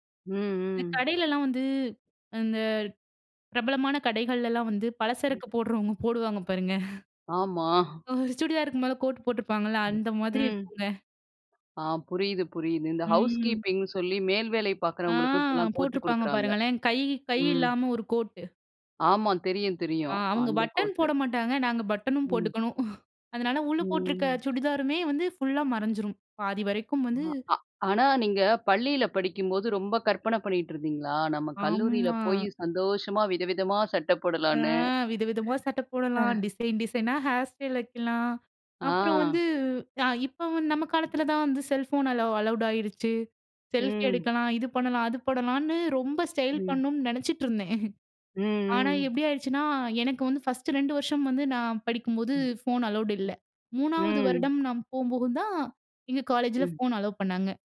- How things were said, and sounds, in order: other noise; chuckle; in English: "ஹவுஸ் கீப்பிங்ன்னு"; chuckle; other background noise; in English: "ஹேர் ஸ்டைல்"
- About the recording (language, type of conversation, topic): Tamil, podcast, பள்ளி மற்றும் கல்லூரி நாட்களில் உங்கள் ஸ்டைல் எப்படி இருந்தது?